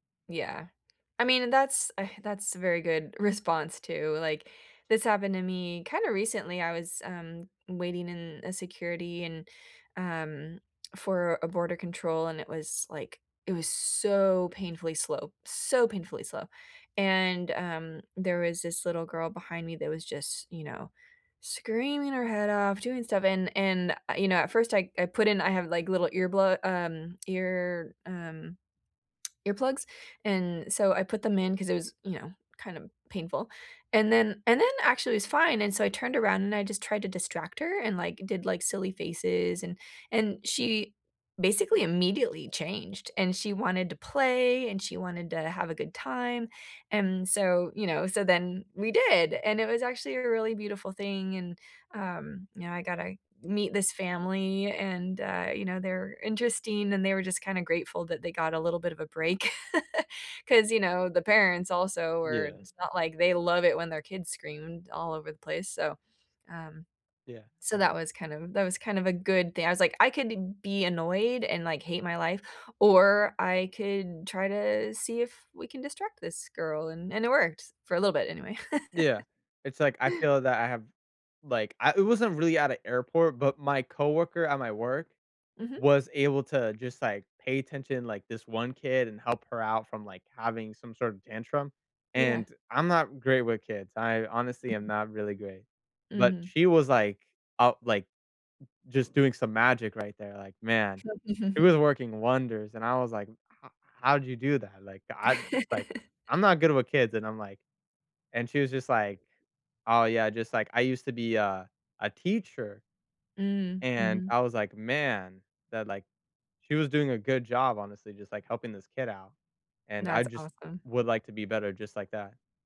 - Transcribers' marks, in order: tapping; sigh; stressed: "so"; tongue click; laugh; laugh; other background noise; chuckle; laugh
- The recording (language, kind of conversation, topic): English, unstructured, What frustrates you most about airport security lines?
- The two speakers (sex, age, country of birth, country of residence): female, 40-44, United States, United States; male, 20-24, United States, United States